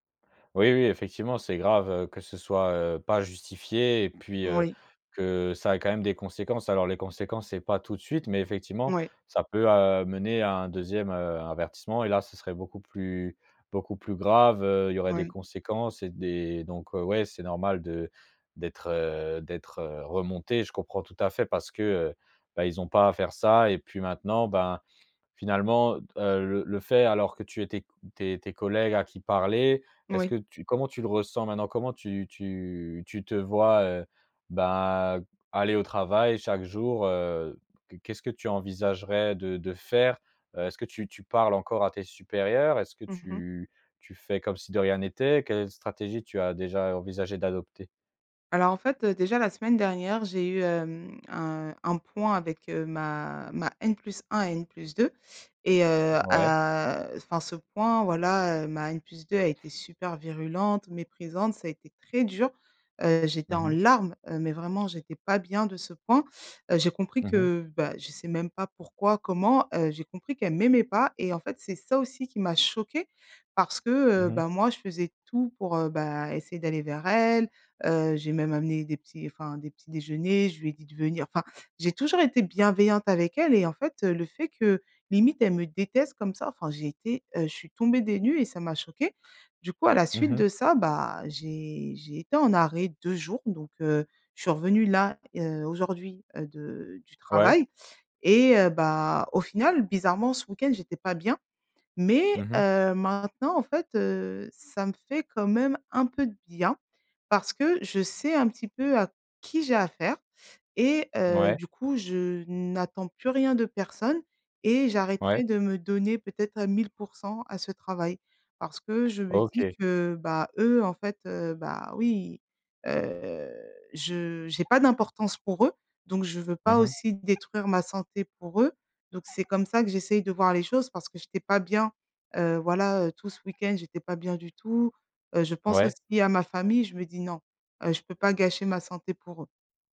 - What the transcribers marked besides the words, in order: other background noise
- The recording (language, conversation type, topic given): French, advice, Comment décririez-vous votre épuisement émotionnel proche du burn-out professionnel ?